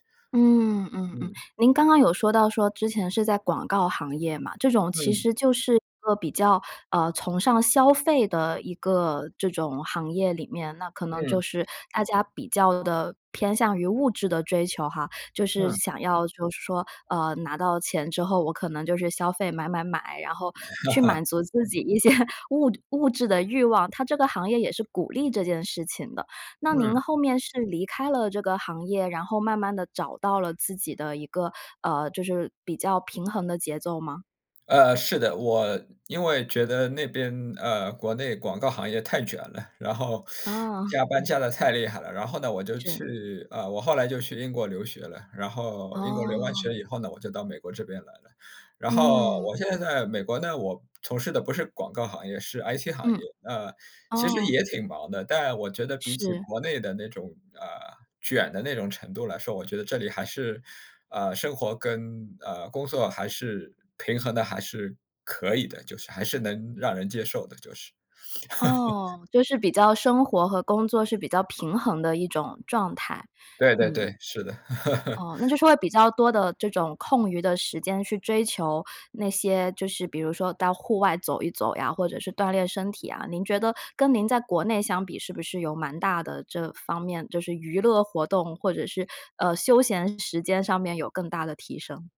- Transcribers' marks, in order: other background noise; laugh; laughing while speaking: "一些"; chuckle; laugh; laugh
- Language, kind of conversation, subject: Chinese, podcast, 你能跟我们说说如何重新定义成功吗？